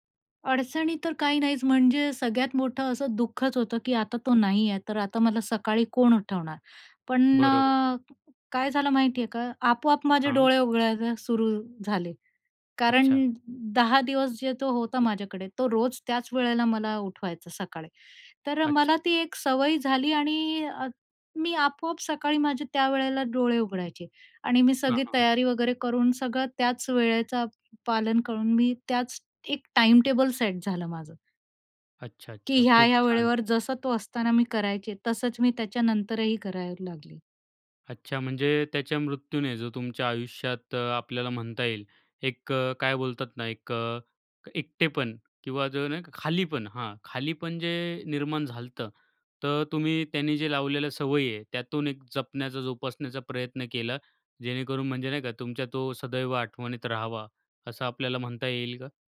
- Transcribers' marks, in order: none
- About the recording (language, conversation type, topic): Marathi, podcast, प्रेमामुळे कधी तुमचं आयुष्य बदललं का?